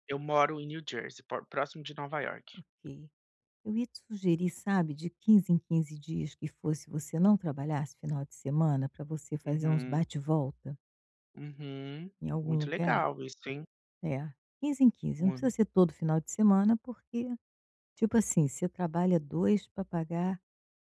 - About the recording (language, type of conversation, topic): Portuguese, advice, Como saber se o meu cansaço é temporário ou crônico?
- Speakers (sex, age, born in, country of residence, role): female, 65-69, Brazil, Portugal, advisor; male, 30-34, Brazil, United States, user
- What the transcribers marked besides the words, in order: put-on voice: "New Jersey"; tapping